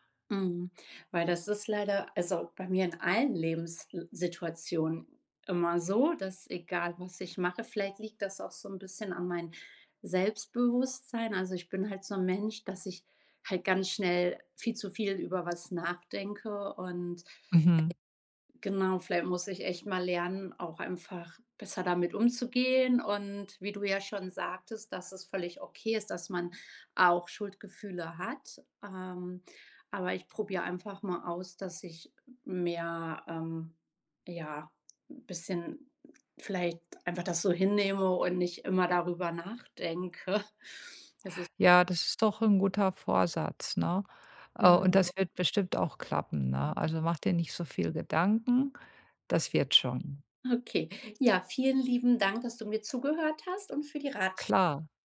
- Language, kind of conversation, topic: German, advice, Wie kann ich mit Schuldgefühlen umgehen, weil ich mir eine Auszeit vom Job nehme?
- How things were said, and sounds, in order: other background noise; laughing while speaking: "nachdenke"; other noise